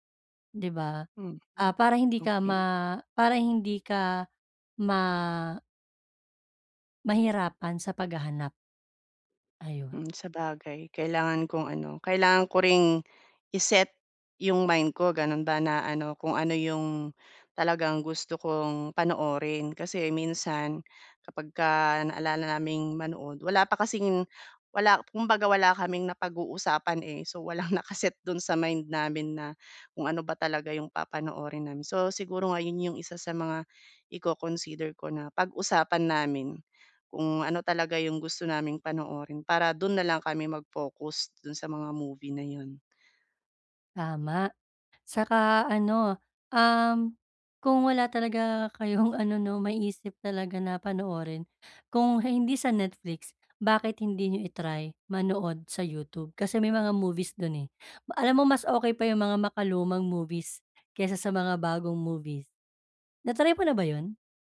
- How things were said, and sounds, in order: tongue click; laughing while speaking: "walang naka-set"; tapping; snort
- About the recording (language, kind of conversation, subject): Filipino, advice, Paano ako pipili ng palabas kapag napakarami ng pagpipilian?
- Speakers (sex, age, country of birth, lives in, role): female, 30-34, Philippines, Philippines, user; female, 35-39, Philippines, Philippines, advisor